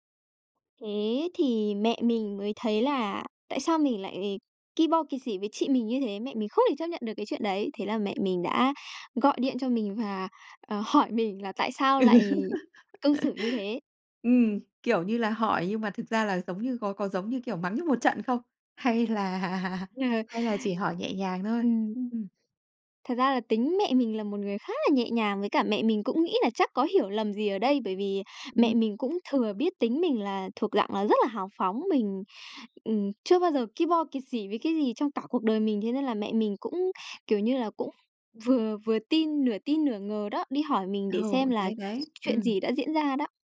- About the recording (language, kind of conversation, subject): Vietnamese, podcast, Bạn có thể kể về một lần bạn dám nói ra điều khó nói không?
- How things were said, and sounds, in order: laugh; laughing while speaking: "là"; tapping; other background noise